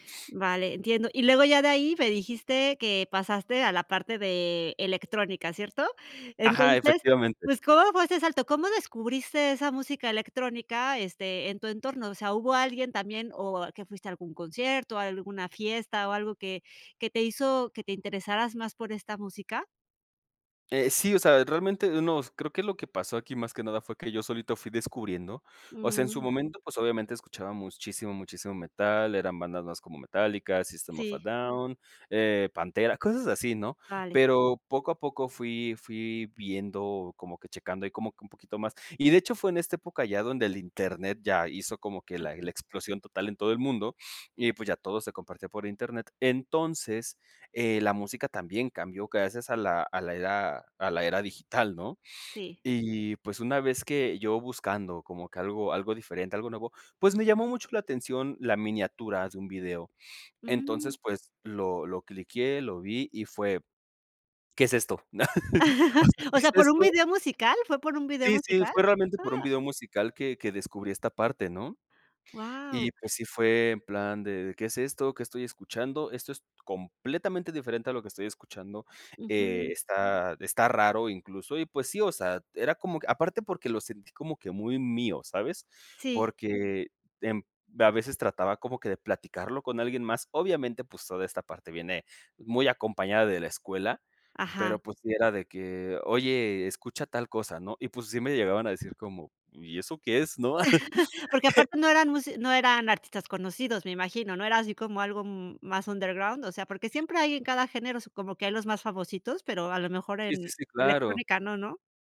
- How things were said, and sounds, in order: "muchísimo" said as "muschísimo"; other background noise; chuckle; chuckle
- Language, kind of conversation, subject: Spanish, podcast, ¿Cómo describirías la banda sonora de tu vida?